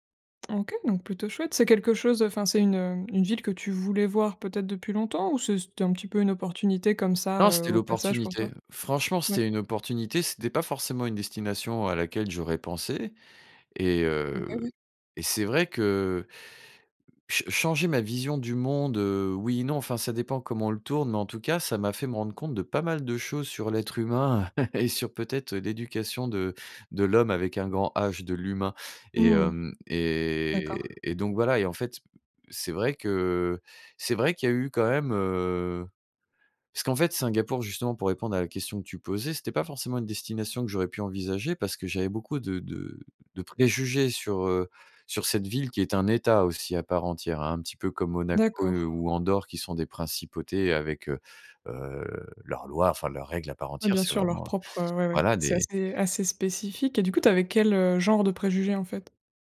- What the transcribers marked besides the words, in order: tapping; chuckle; drawn out: "et"
- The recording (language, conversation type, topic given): French, podcast, Quel voyage a bouleversé ta vision du monde ?